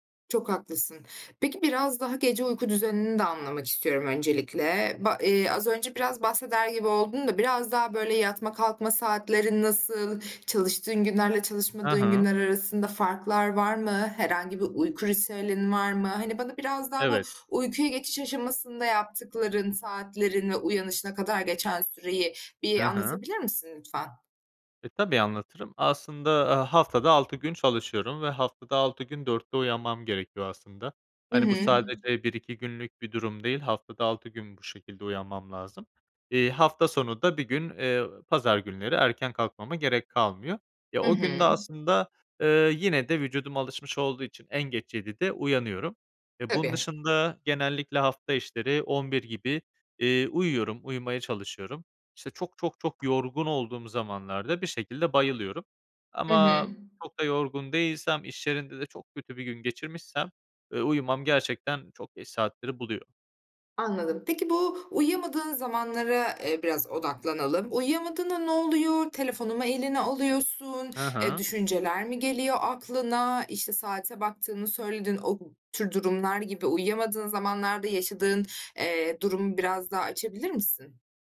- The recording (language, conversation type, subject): Turkish, advice, İş stresi uykumu etkiliyor ve konsantre olamıyorum; ne yapabilirim?
- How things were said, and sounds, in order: tapping; other noise